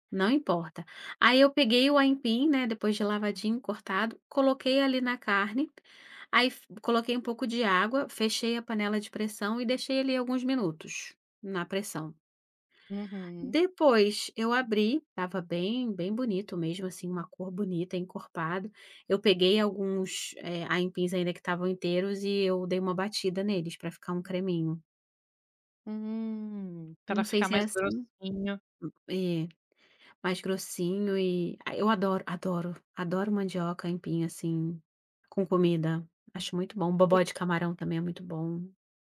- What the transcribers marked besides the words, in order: none
- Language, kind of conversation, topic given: Portuguese, podcast, Que comida te conforta num dia ruim?